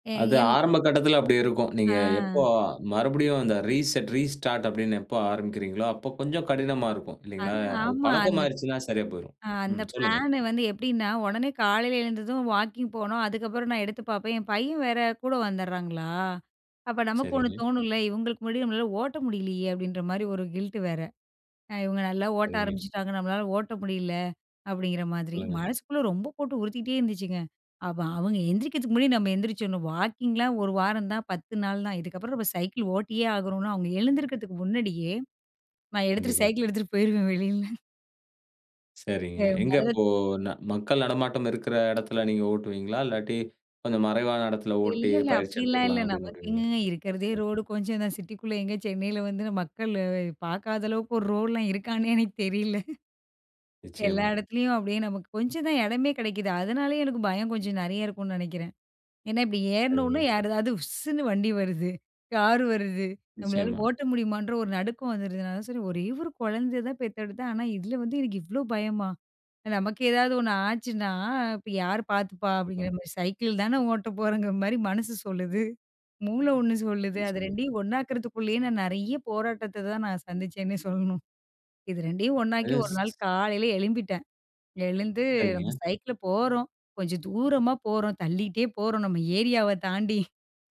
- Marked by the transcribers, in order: in English: "ரீசெட் ரீஸ்டார்ட்"; in English: "கில்ட்"; laughing while speaking: "சைக்கிள் எடுத்துகிட்டு போயிடுவேன் வெளில"; other noise; unintelligible speech; laughing while speaking: "மக்கள் பார்க்காத அளவுக்கு ஒரு ரோடுலாம் இருக்கான்னே எனக்கு தெரில"; other background noise; unintelligible speech
- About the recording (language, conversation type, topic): Tamil, podcast, ஒரு எளிய பழக்கத்தை மாற்றிய பிறகு உங்கள் வாழ்க்கை உண்மையிலேயே நல்லவிதமாக மாறிய தருணம் எது?
- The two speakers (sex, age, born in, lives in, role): female, 35-39, India, India, guest; male, 35-39, India, Finland, host